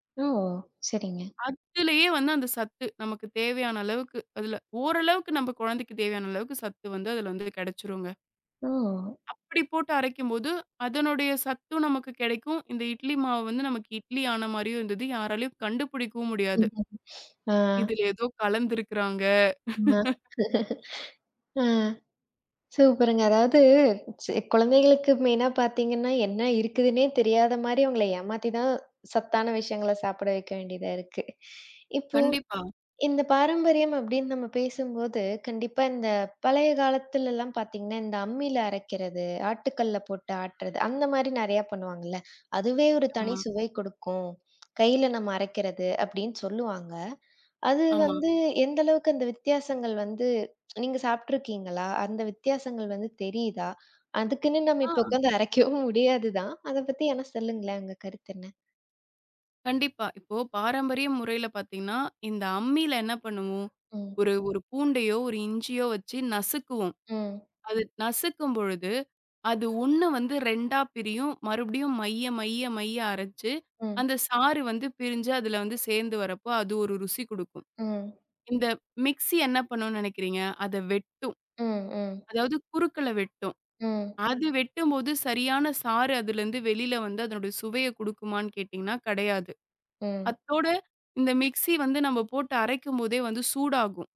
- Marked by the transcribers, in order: other background noise; chuckle; laughing while speaking: "அ ஆ. சூப்பருங்க!"; laugh; in English: "மெயினா"; other noise; tapping; tsk; laughing while speaking: "இப்ப உக்காந்து அரைக்கவும் முடியாதுதான்"
- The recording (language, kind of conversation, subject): Tamil, podcast, பாரம்பரிய சமையல் குறிப்புகளை வீட்டில் எப்படி மாற்றி அமைக்கிறீர்கள்?